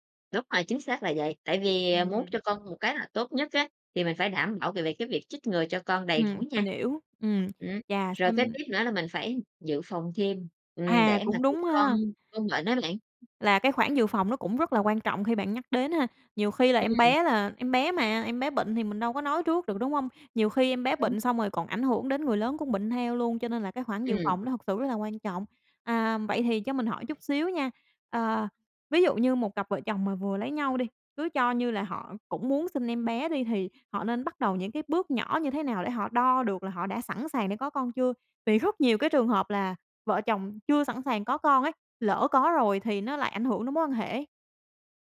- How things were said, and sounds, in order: tapping; other background noise
- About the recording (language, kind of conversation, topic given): Vietnamese, podcast, Những yếu tố nào khiến bạn quyết định có con hay không?